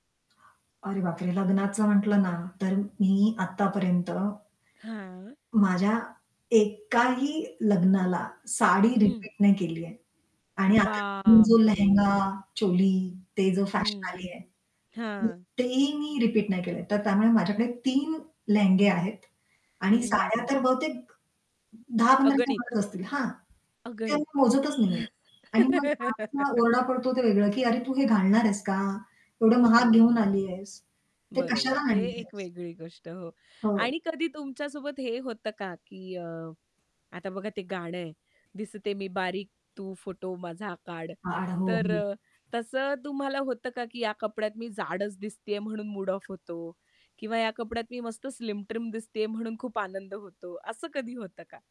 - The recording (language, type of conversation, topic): Marathi, podcast, कपड्यांमुळे तुमचा मूड बदलतो का?
- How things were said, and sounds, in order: static; other background noise; tapping; distorted speech; horn; unintelligible speech; laugh; unintelligible speech